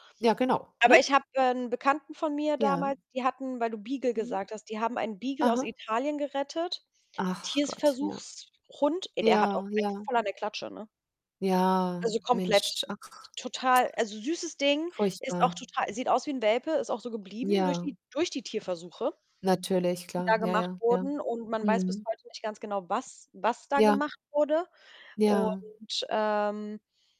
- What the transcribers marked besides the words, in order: "Tierversuchs-Hund" said as "Tiersversuchshund"; distorted speech; stressed: "durch"; tapping
- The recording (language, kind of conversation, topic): German, unstructured, Wie stehst du zu Tierversuchen in der Forschung?